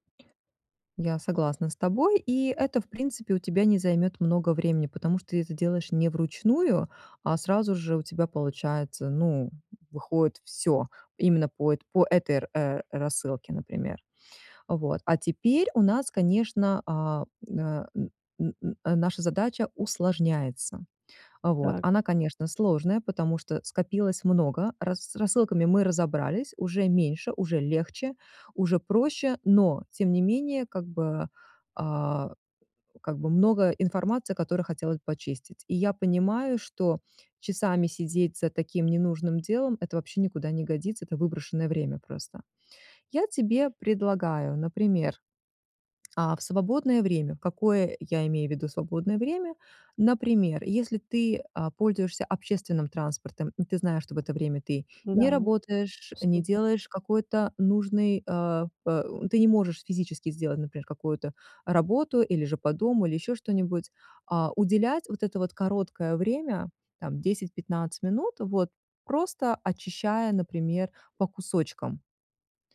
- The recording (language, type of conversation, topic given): Russian, advice, Как мне сохранять спокойствие при информационной перегрузке?
- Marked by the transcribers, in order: tapping